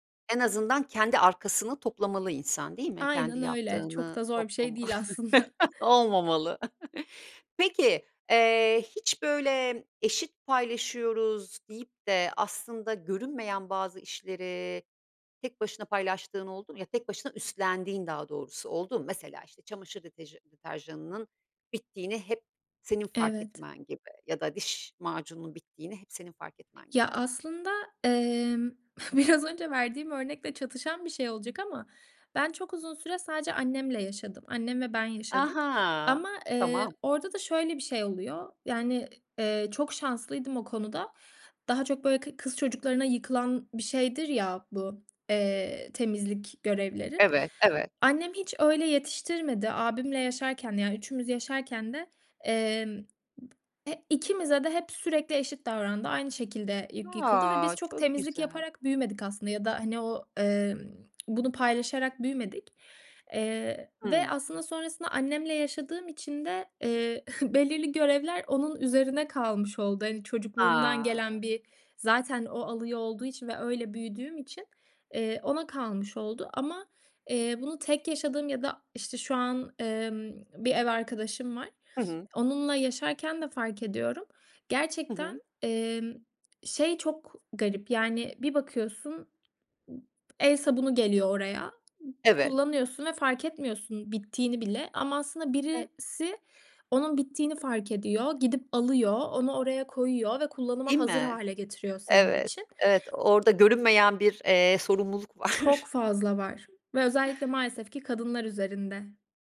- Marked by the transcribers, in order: laughing while speaking: "aslında"; laugh; other background noise; laughing while speaking: "biraz"; tongue click; scoff; sniff; tapping; unintelligible speech; laughing while speaking: "var"
- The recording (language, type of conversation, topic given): Turkish, podcast, Ev işleri paylaşımında adaleti nasıl sağlarsınız?